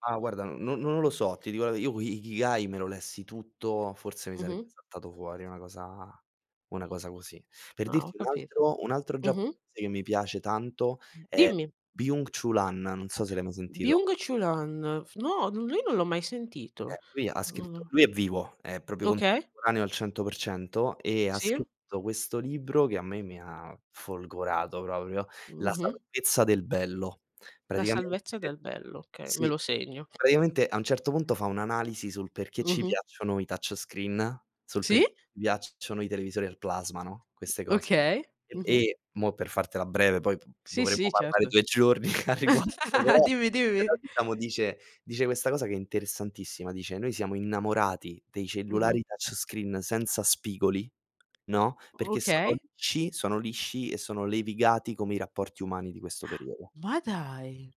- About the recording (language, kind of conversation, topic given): Italian, unstructured, Come ti piace esprimere chi sei veramente?
- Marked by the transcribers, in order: "proprio" said as "propio"; tapping; "Praticamente" said as "pratiamente"; other noise; other background noise; laughing while speaking: "giorni"; laugh; gasp